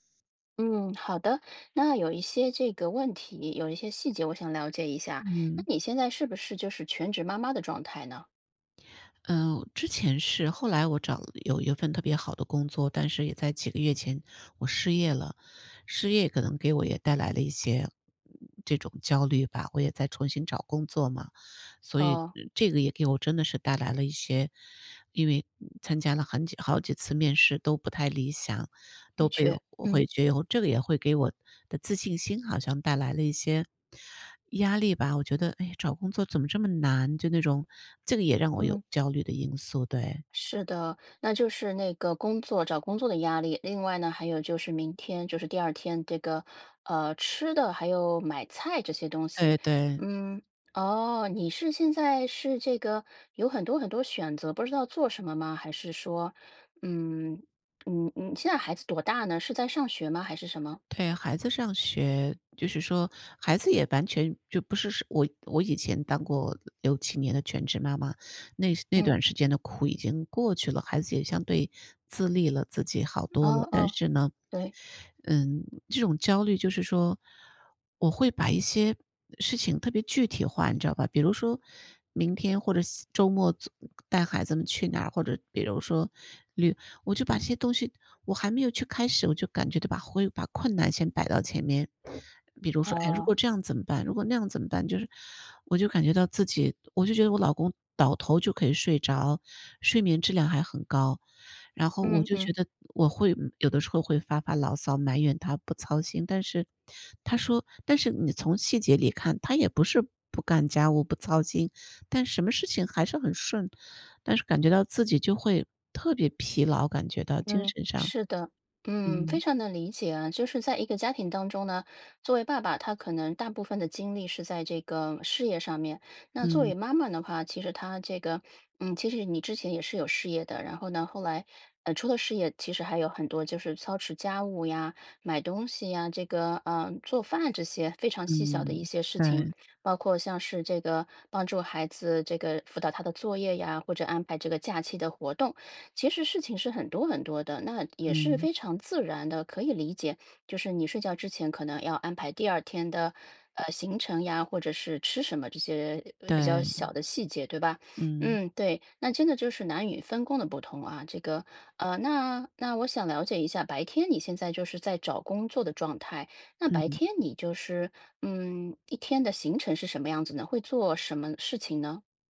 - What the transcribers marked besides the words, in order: other background noise; grunt
- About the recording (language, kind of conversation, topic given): Chinese, advice, 我怎么才能减少焦虑和精神疲劳？
- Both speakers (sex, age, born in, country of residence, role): female, 40-44, China, United States, advisor; female, 55-59, China, United States, user